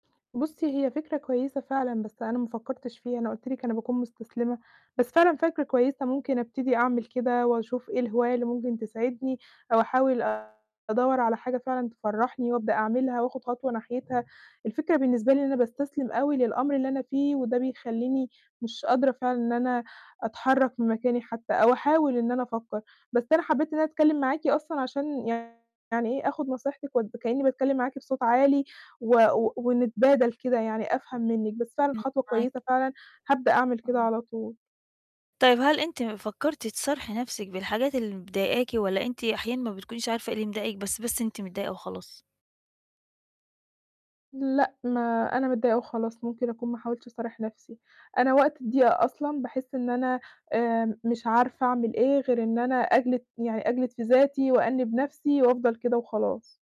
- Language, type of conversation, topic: Arabic, advice, إيه الخطوات الصغيرة اللي أقدر أبدأ بيها دلوقتي عشان أرجّع توازني النفسي؟
- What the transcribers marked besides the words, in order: distorted speech; tapping